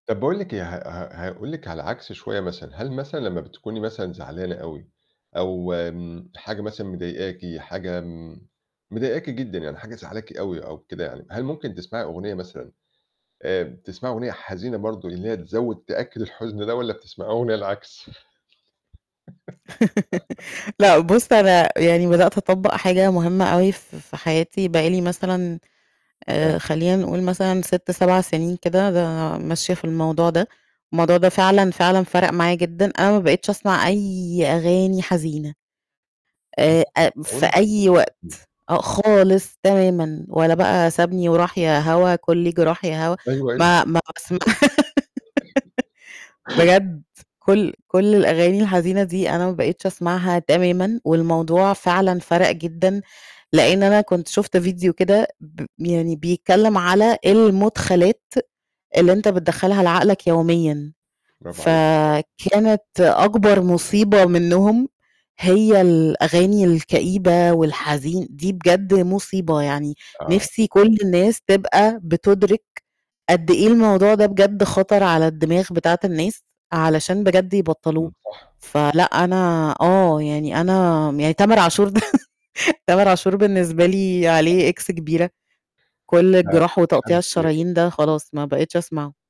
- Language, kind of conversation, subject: Arabic, podcast, إيه هي الأغنية اللي بتديك طاقة وبتحمّسك؟
- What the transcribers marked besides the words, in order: "مزعّلاكِ" said as "زعلاكِ"; laugh; other background noise; distorted speech; unintelligible speech; chuckle; giggle; laughing while speaking: "ده"; unintelligible speech